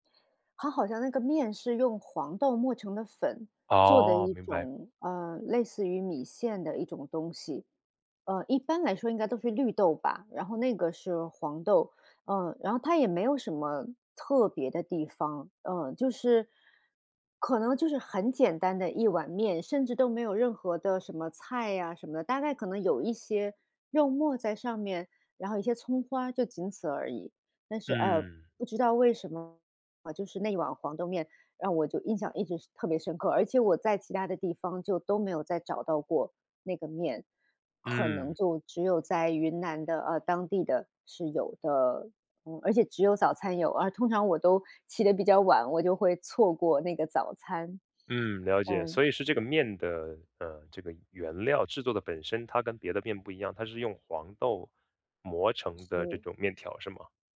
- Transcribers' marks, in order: other background noise
- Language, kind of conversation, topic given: Chinese, podcast, 你有没有特别怀念的街头小吃？
- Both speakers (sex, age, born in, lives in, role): female, 45-49, China, United States, guest; male, 30-34, China, United States, host